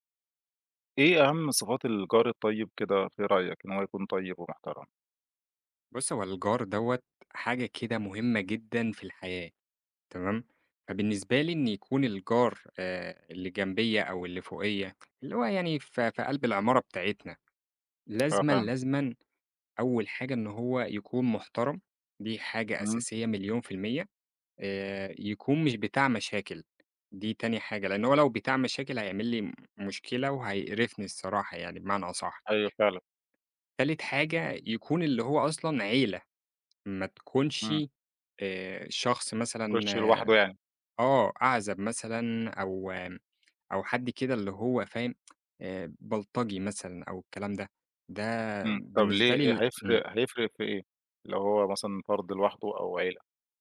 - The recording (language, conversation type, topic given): Arabic, podcast, إيه أهم صفات الجار الكويس من وجهة نظرك؟
- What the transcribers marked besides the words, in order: tapping; tsk